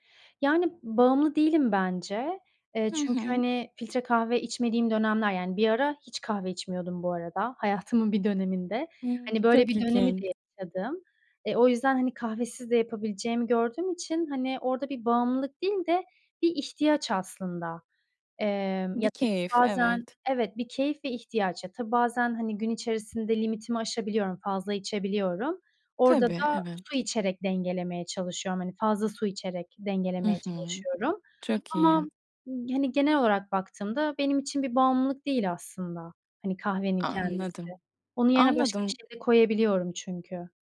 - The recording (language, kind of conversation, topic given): Turkish, podcast, Kahve veya çay ritüelin nasıl, bize anlatır mısın?
- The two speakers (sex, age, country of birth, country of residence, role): female, 25-29, Turkey, Ireland, host; female, 30-34, Turkey, Spain, guest
- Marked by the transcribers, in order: tapping; other background noise